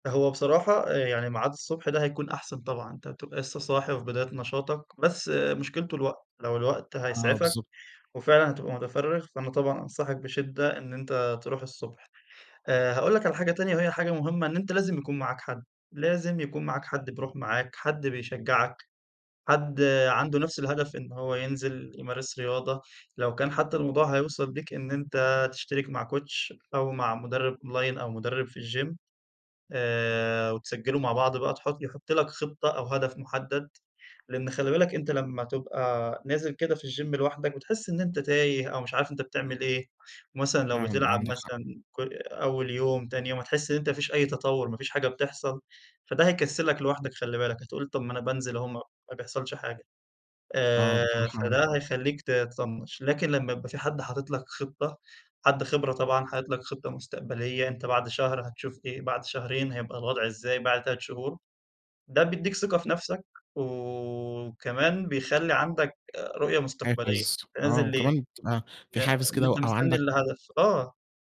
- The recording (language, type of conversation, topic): Arabic, advice, إزاي أقدر أحط أهداف لياقة واقعية وألتزم بيها؟
- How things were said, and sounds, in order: in English: "Coach"